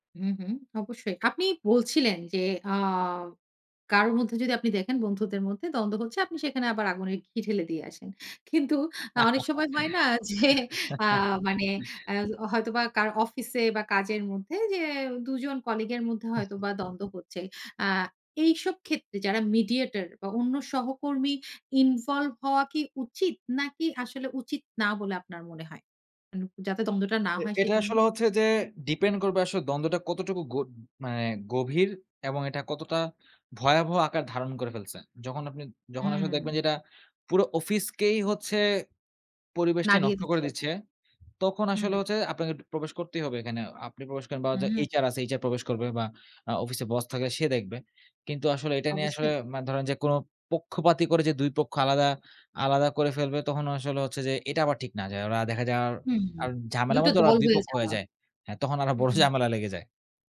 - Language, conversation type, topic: Bengali, podcast, কাজে দ্বন্দ্ব হলে আপনি সাধারণত কীভাবে তা সমাধান করেন, একটি উদাহরণসহ বলবেন?
- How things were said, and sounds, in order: giggle; laughing while speaking: "কিন্তু"; laughing while speaking: "যে"; tapping; in English: "মিডিয়েটর"; laughing while speaking: "বড় ঝামেলা"